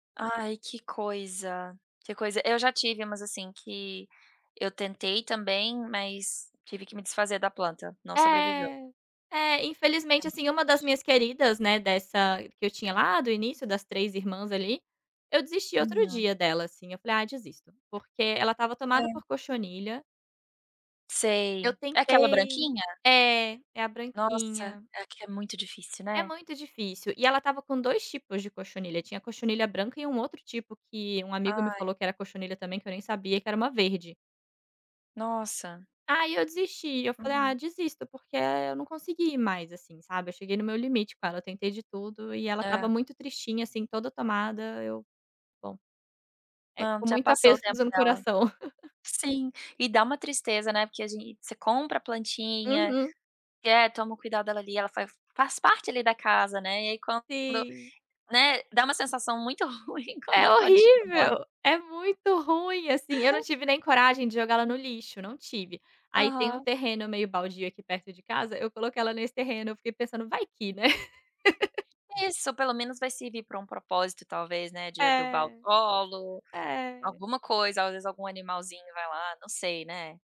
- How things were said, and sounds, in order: tapping; "aperto" said as "apeso"; chuckle; laughing while speaking: "a plantinha morre"; other background noise; laugh
- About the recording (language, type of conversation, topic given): Portuguese, podcast, Como você usa plantas para deixar o espaço mais agradável?